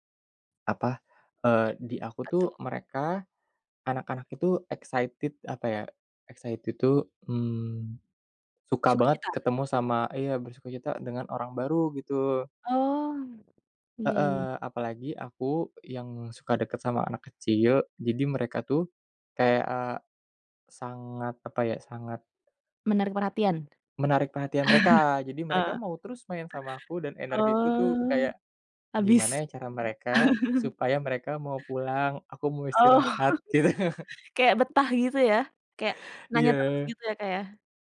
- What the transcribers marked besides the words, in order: tapping; in English: "excited"; in English: "Excited"; chuckle; laugh; laughing while speaking: "Oh"; laughing while speaking: "gitu"
- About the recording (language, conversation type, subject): Indonesian, podcast, Bisa ceritakan pekerjaan yang paling berkesan buat kamu sejauh ini?